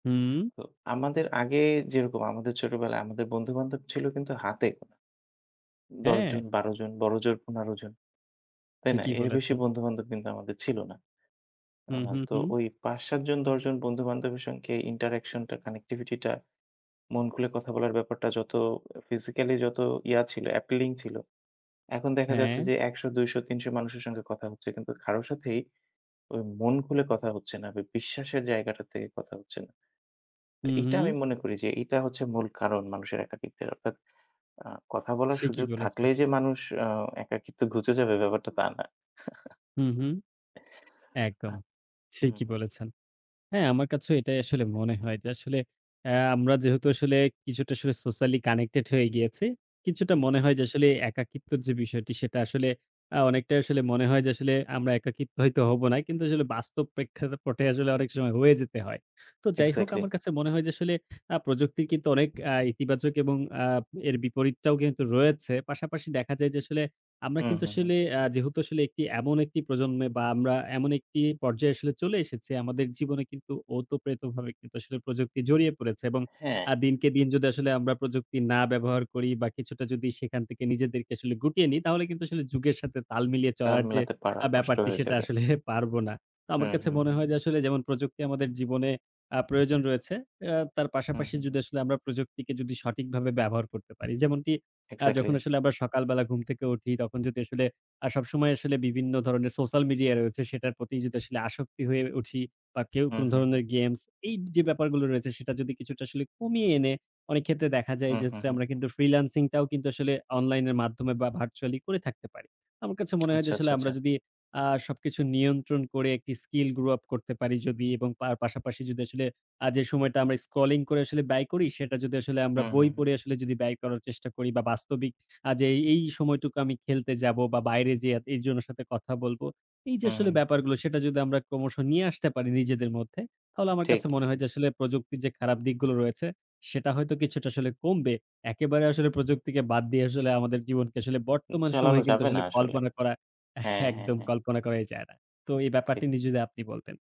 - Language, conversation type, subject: Bengali, unstructured, আপনি কি মনে করেন প্রযুক্তি মানুষের প্রধান শত্রু হয়ে উঠেছে?
- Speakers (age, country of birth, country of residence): 30-34, Bangladesh, Bangladesh; 55-59, Bangladesh, Bangladesh
- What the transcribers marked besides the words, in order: in English: "ইন্টারেকশন"; in English: "অ্যাপিলিং"; chuckle; tapping